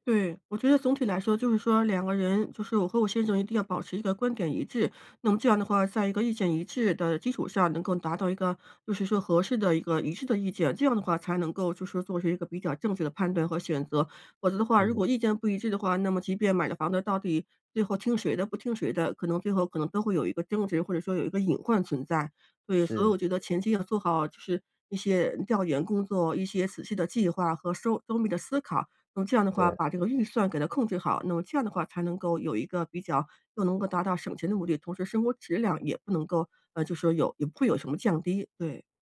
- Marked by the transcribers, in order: tapping
- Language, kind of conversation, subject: Chinese, advice, 怎样在省钱的同时保持生活质量？